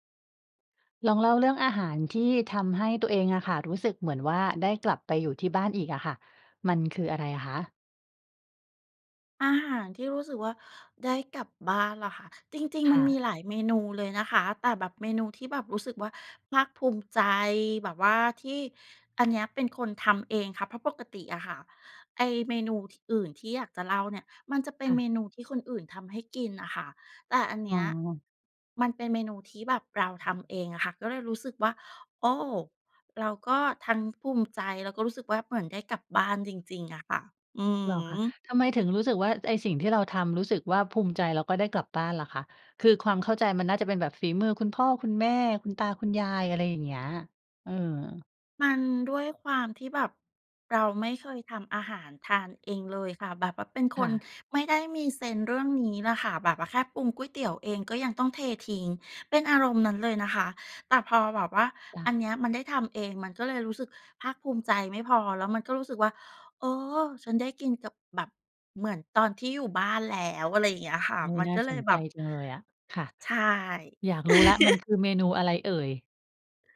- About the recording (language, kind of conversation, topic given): Thai, podcast, อาหารจานไหนที่ทำให้คุณรู้สึกเหมือนได้กลับบ้านมากที่สุด?
- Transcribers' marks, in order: laugh